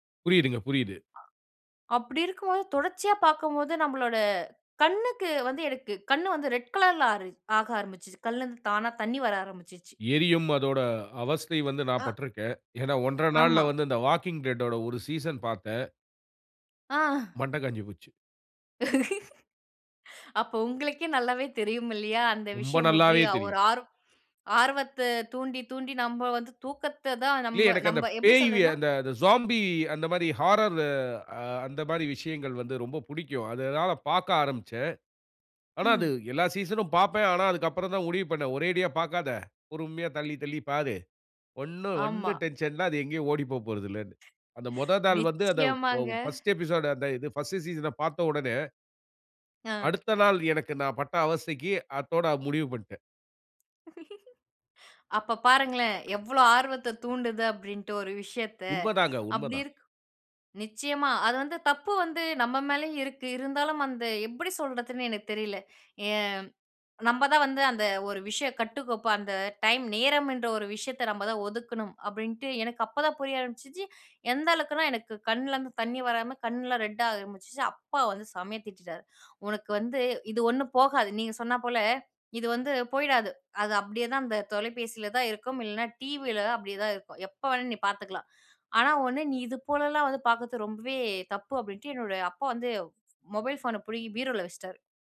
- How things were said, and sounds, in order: other background noise; laugh; in English: "சோம்பி"; in English: "ஹாரர்"; "நாள்" said as "தாள்"; chuckle; other noise; "அளவுக்குனா" said as "அளக்குனா"
- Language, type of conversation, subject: Tamil, podcast, நள்ளிரவிலும் குடும்ப நேரத்திலும் நீங்கள் தொலைபேசியை ஓரமாக வைத்து விடுவீர்களா, இல்லையெனில் ஏன்?